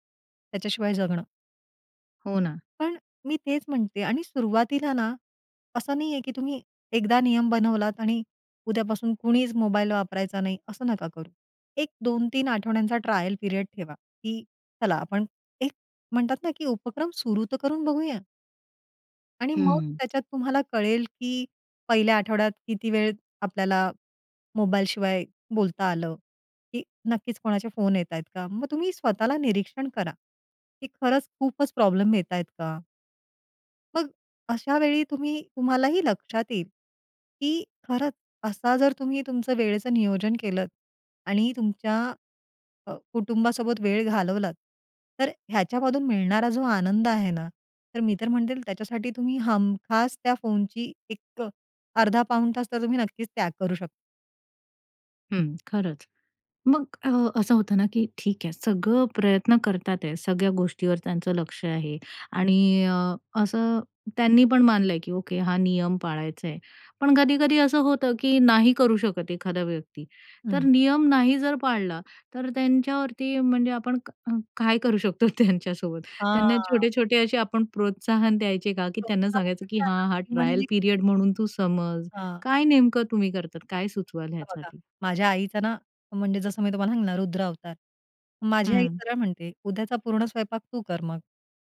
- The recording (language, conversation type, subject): Marathi, podcast, कुटुंबीय जेवणात मोबाईल न वापरण्याचे नियम तुम्ही कसे ठरवता?
- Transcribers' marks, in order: in English: "ट्रायल पिरियड"; laughing while speaking: "त्यांच्यासोबत"; drawn out: "हां"; unintelligible speech; in English: "ट्रायल पीरियड"; other background noise